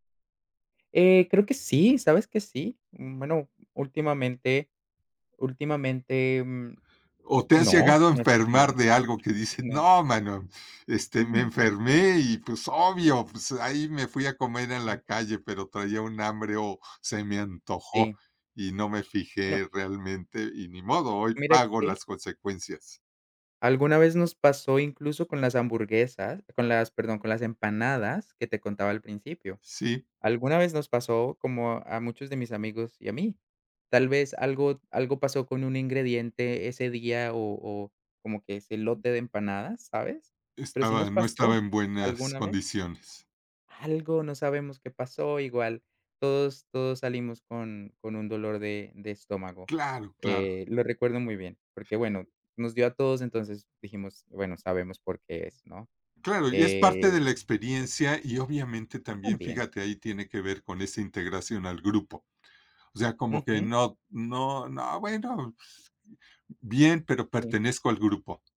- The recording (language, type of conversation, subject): Spanish, podcast, ¿Tienes alguna historia de comida callejera que recuerdes?
- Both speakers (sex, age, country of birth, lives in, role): male, 30-34, Colombia, Netherlands, guest; male, 70-74, Mexico, Mexico, host
- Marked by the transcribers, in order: none